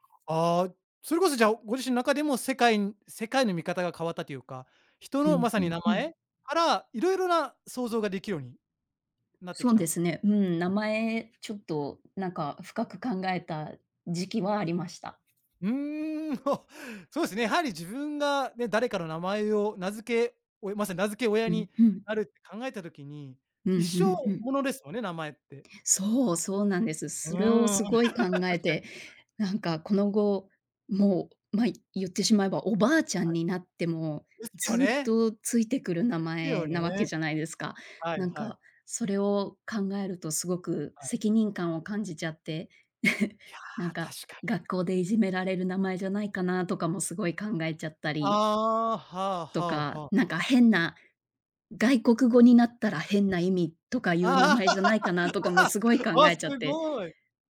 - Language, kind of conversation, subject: Japanese, podcast, 自分の名前に込められた話、ある？
- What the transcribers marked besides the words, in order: other background noise; laughing while speaking: "お"; tapping; laugh; chuckle; laugh